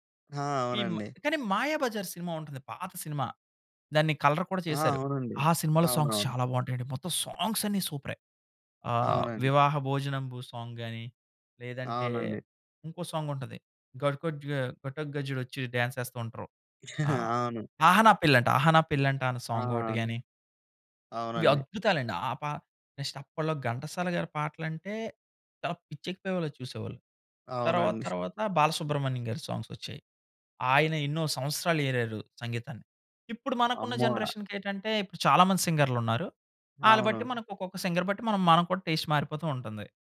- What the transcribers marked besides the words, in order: in English: "కలర్"; in English: "సాంగ్స్"; in English: "సాంగ్స్"; in English: "సాంగ్"; in English: "సాంగ్"; in English: "డ్యాన్స్"; chuckle; other background noise; in English: "సాంగ్"; in English: "నెక్స్ట్"; in English: "సాంగ్స్"; in English: "సింగర్"; in English: "టేస్ట్"
- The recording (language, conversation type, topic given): Telugu, podcast, మీ కుటుంబ సంగీత అభిరుచి మీపై ఎలా ప్రభావం చూపింది?